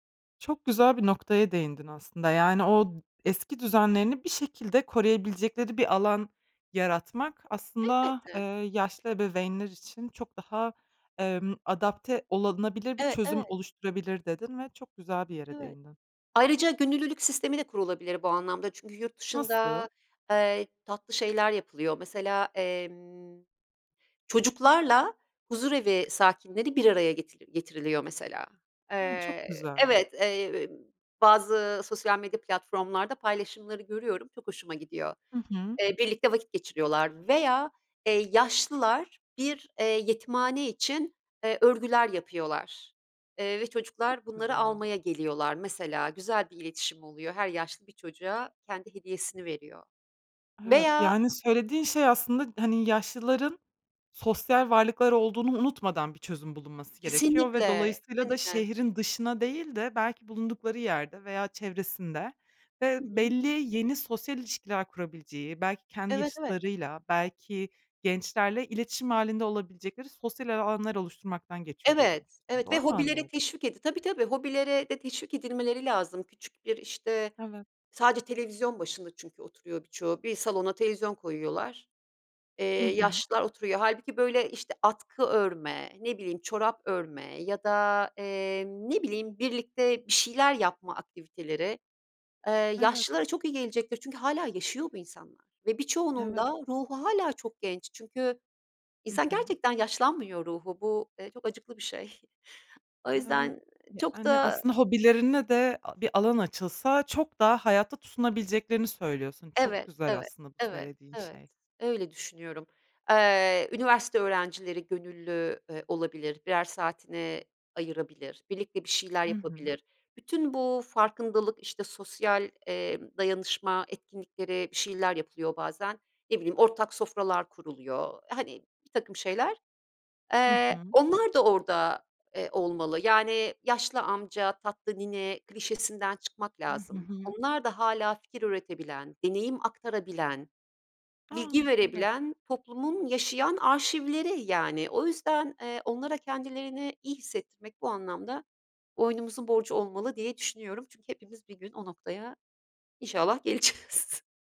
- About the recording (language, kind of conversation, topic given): Turkish, podcast, Yaşlı bir ebeveynin bakım sorumluluğunu üstlenmeyi nasıl değerlendirirsiniz?
- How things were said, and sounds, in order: "olunabilir" said as "olanabilir"; other background noise; unintelligible speech; chuckle; laughing while speaking: "geleceğiz"